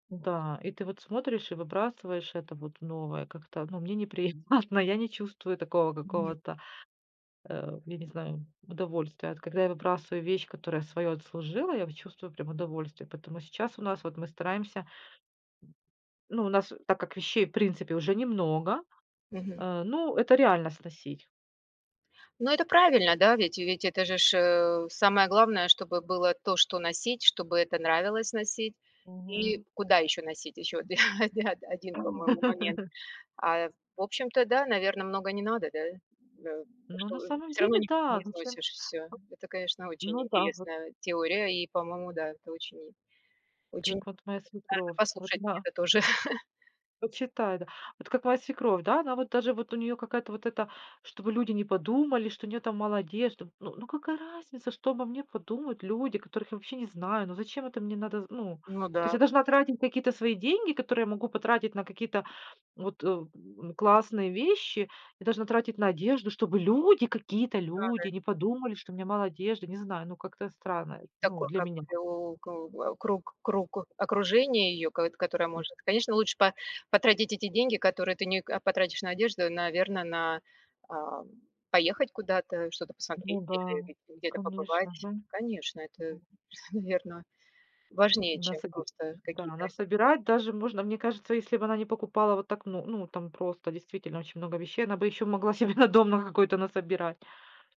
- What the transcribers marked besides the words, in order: laughing while speaking: "неприятно"; other background noise; laughing while speaking: "да-да"; laugh; chuckle; unintelligible speech; laughing while speaking: "на дом"
- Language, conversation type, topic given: Russian, podcast, Что помогло тебе избавиться от хлама?